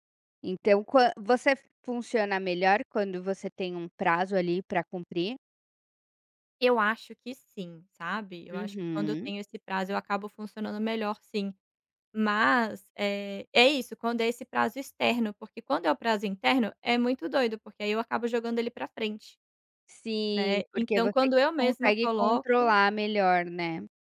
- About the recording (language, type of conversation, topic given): Portuguese, advice, Como posso priorizar melhor as minhas tarefas diárias?
- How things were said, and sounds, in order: none